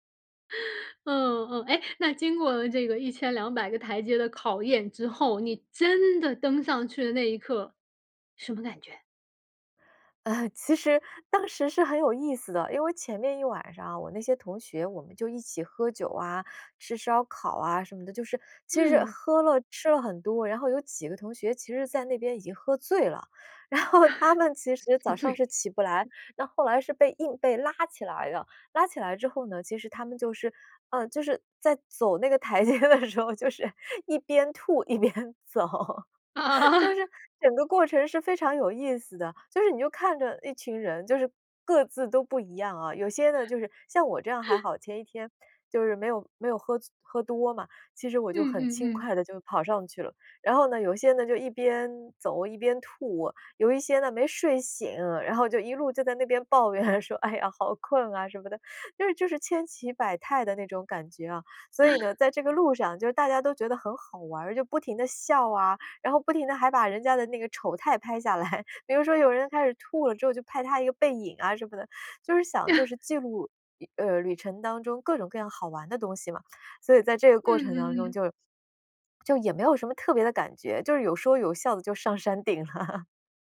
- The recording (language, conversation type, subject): Chinese, podcast, 你会如何形容站在山顶看日出时的感受？
- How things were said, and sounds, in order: laugh; stressed: "真的"; anticipating: "什么感觉？"; laughing while speaking: "当时是"; laughing while speaking: "然后他们其实"; laugh; laughing while speaking: "宿醉"; other background noise; laughing while speaking: "台阶的时候就是一边吐一边走"; laugh; laughing while speaking: "啊"; laugh; laughing while speaking: "抱怨说哎呀，好困啊！什么的"; laugh; laughing while speaking: "拍下来"; laughing while speaking: "什么的"; laugh; lip smack; swallow; laughing while speaking: "山顶了"; laugh